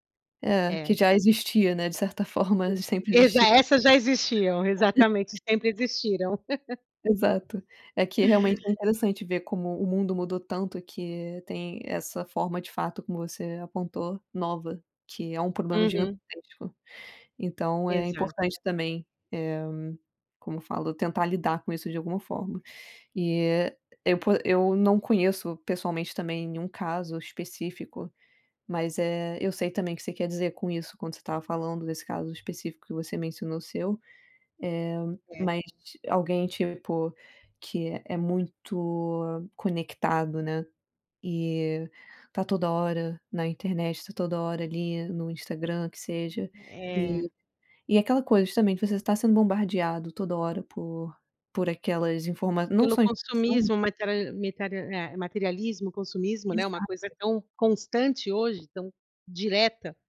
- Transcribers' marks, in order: chuckle
- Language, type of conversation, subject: Portuguese, unstructured, Você acha que o dinheiro pode corromper as pessoas?
- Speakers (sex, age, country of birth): female, 30-34, Brazil; female, 40-44, Brazil